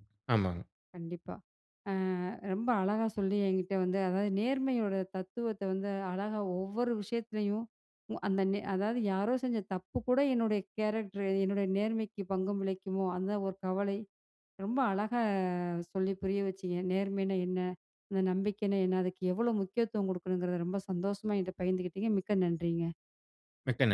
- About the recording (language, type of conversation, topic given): Tamil, podcast, நேர்மை நம்பிக்கைக்கு எவ்வளவு முக்கியம்?
- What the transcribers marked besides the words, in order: in English: "கேரக்டர்"